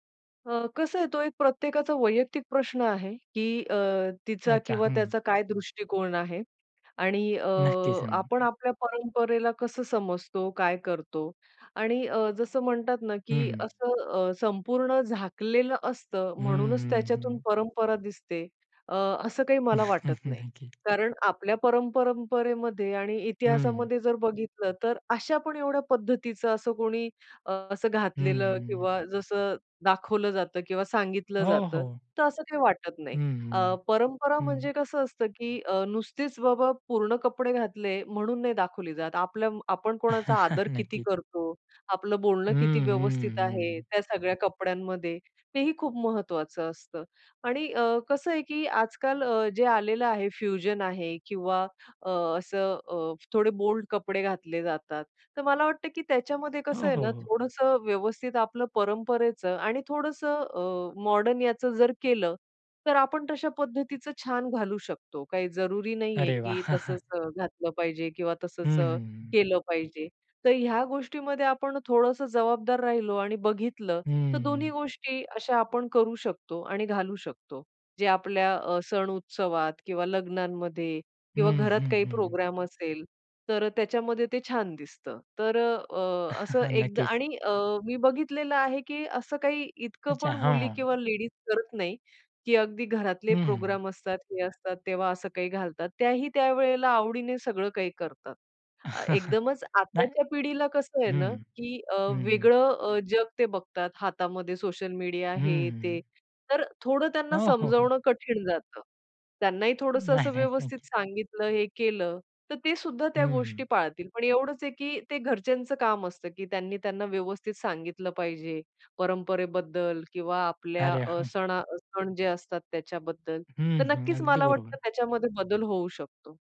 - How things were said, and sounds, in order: "परंपरेमध्ये" said as "परंपरंपरेमध्ये"; chuckle; tapping; other background noise; chuckle; in English: "फ्युजन"; in English: "बोल्ड"; chuckle; chuckle; chuckle
- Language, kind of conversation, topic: Marathi, podcast, परंपरागत आणि आधुनिक वस्त्रांमध्ये तुम्हाला काय अधिक आवडते?